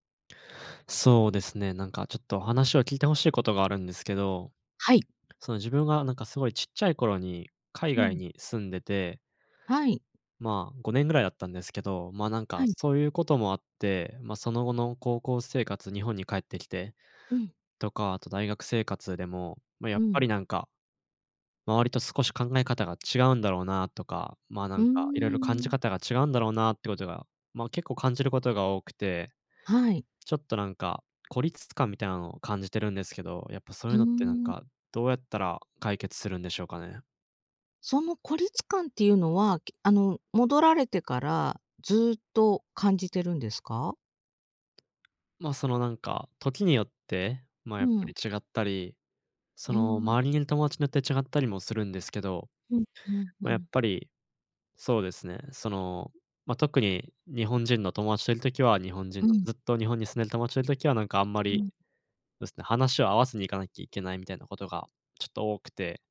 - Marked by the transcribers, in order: other background noise; other noise
- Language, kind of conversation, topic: Japanese, advice, 周囲に理解されず孤独を感じることについて、どのように向き合えばよいですか？